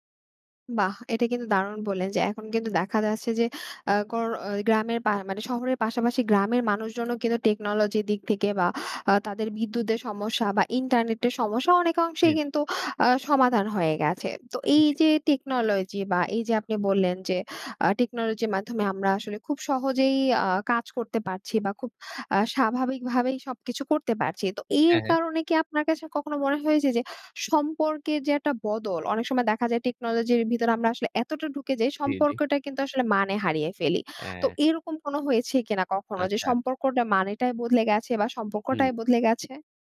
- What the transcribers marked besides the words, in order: other background noise; tapping
- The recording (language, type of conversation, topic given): Bengali, podcast, প্রযুক্তি কীভাবে তোমার শেখার ধরন বদলে দিয়েছে?